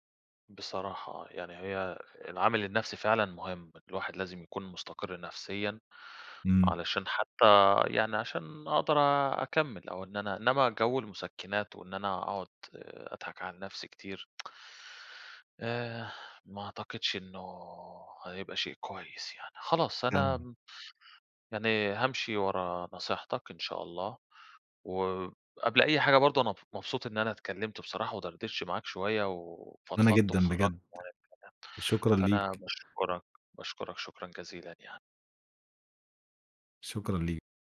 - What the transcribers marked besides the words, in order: tsk; unintelligible speech; unintelligible speech
- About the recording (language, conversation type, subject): Arabic, advice, إيه اللي أنسب لي: أرجع بلدي ولا أفضل في البلد اللي أنا فيه دلوقتي؟